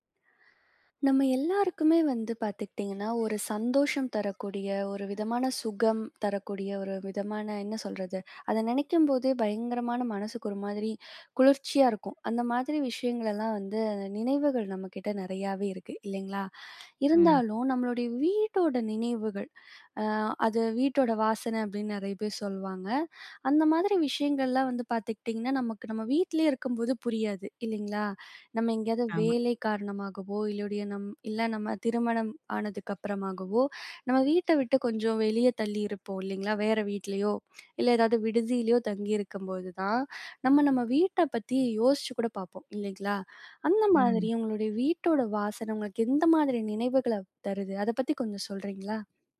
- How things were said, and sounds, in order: inhale; other background noise
- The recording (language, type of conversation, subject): Tamil, podcast, வீட்டின் வாசனை உங்களுக்கு என்ன நினைவுகளைத் தருகிறது?